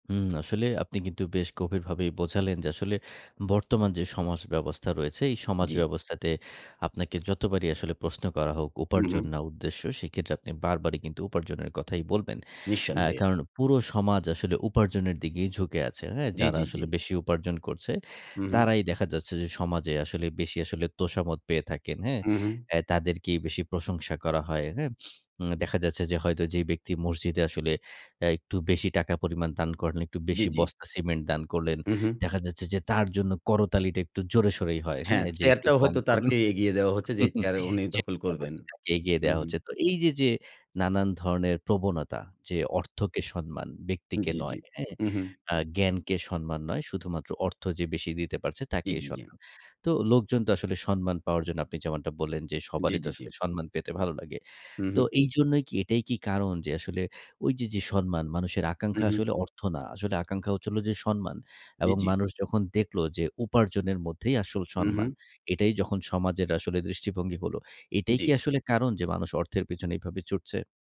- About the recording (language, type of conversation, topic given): Bengali, podcast, উপার্জন আর উদ্দেশ্যের মধ্যে আপনার কাছে কোনটি বেশি গুরুত্বপূর্ণ?
- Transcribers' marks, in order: "তাকেই" said as "তারকেই"; chuckle; unintelligible speech; other background noise; "সম্মান" said as "সন্মান"; "সম্মান" said as "সন্মান"; "সম্মান" said as "সন্মান"; "সম্মান" said as "সন্মান"; "সম্মান" said as "সন্মান"; "সম্মান" said as "সন্মান"; "সম্মান" said as "সন্মান"